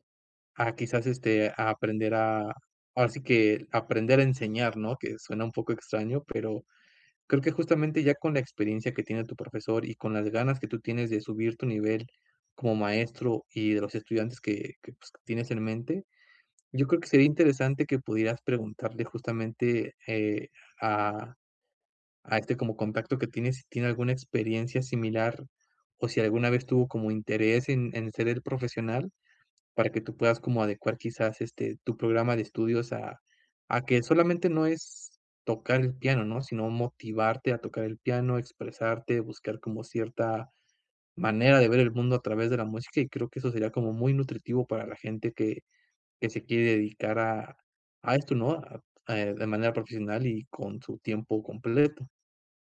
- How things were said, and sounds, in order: other background noise
- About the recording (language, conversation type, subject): Spanish, advice, ¿Cómo puedo mantener mi práctica cuando estoy muy estresado?